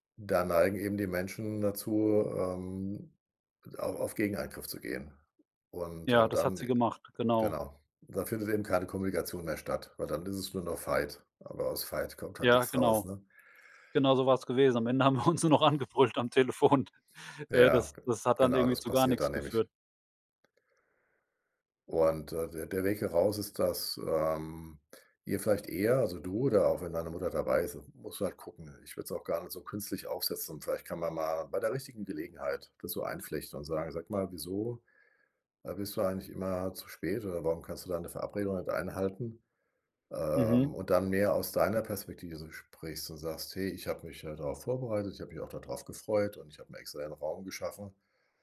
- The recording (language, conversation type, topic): German, advice, Wie führen unterschiedliche Werte und Traditionen zu Konflikten?
- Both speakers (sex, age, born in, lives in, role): male, 45-49, Germany, Germany, user; male, 60-64, Germany, Germany, advisor
- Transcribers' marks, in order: laughing while speaking: "uns nur noch angebrüllt am Telefon"; other noise